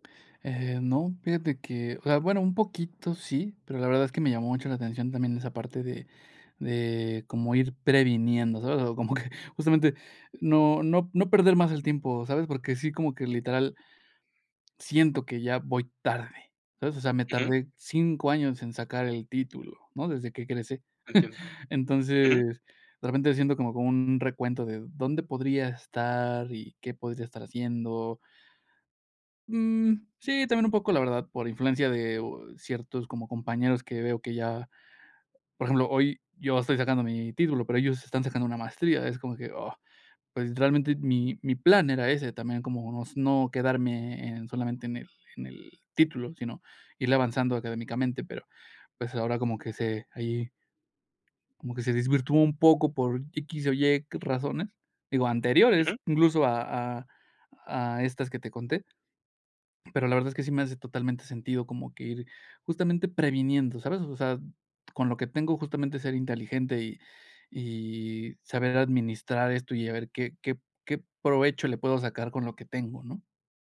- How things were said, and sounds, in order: laughing while speaking: "O como que"; tapping; chuckle
- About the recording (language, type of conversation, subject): Spanish, advice, ¿Cómo puedo aceptar que mis planes a futuro ya no serán como los imaginaba?